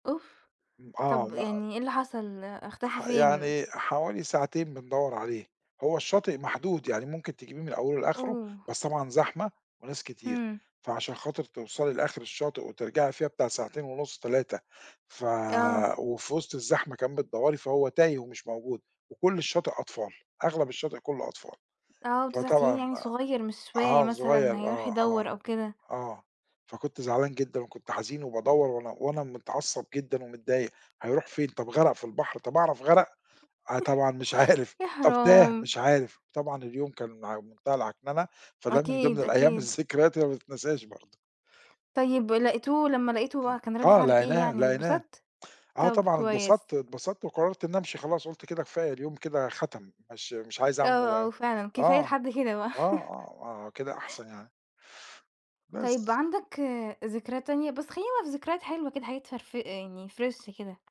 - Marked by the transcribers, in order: tapping; laughing while speaking: "عارف"; chuckle; laugh; in English: "Fresh"
- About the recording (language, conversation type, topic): Arabic, podcast, إيه أحلى ذكرى ليك من السفر مع العيلة؟